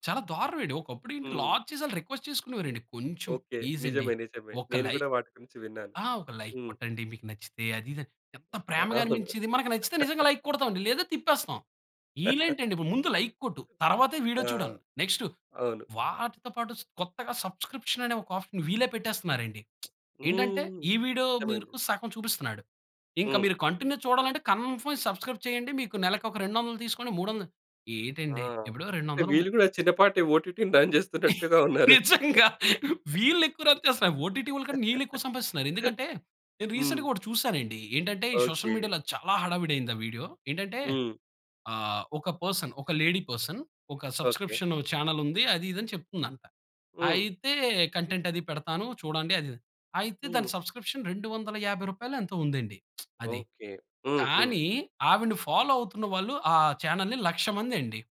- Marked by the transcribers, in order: in English: "లాక్"; in English: "రిక్వెస్ట్"; in English: "ప్లీజ్"; in English: "లైక్"; giggle; in English: "లైక్"; giggle; in English: "లైక్"; in English: "నెక్స్ట్"; in English: "సబ్‌స్క్రిప్షన్"; in English: "ఆప్షన్"; lip smack; "మీకు" said as "మీరుకు"; in English: "కంటిన్యూ"; in English: "కన్ఫర్మ్ సబ్‌స్క్రైబ్"; in English: "ఓటిటిని రన్"; laughing while speaking: "నిజంగా!"; in English: "రన్"; giggle; in English: "ఓటీటి"; giggle; in English: "రీసెంట్‌గా"; in English: "సోషల్ మీడియాలో"; in English: "వీడియో"; in English: "పర్సన్"; in English: "లేడీ పర్సన్"; in English: "సబ్‌స్క్రిప్షన్"; in English: "సబ్‌స్క్రిప్షన్"; lip smack; in English: "ఫాలో"; in English: "చానెల్‌ని"
- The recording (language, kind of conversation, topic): Telugu, podcast, లైక్స్ తగ్గినప్పుడు మీ ఆత్మవిశ్వాసం ఎలా మారుతుందో చెప్పగలరా?